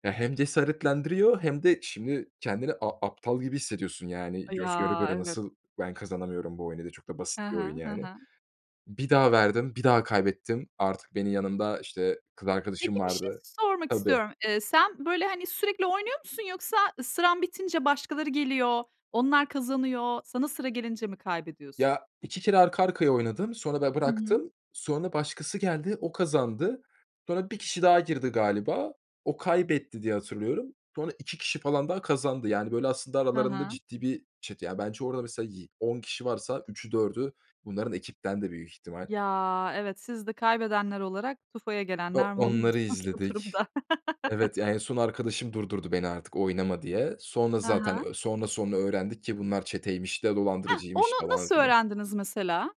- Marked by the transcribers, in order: drawn out: "Ya"; other background noise; laughing while speaking: "oluyorsunuz bu durumda?"; chuckle
- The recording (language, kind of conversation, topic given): Turkish, podcast, Seyahatte dolandırılma girişimi yaşadın mı, ne oldu?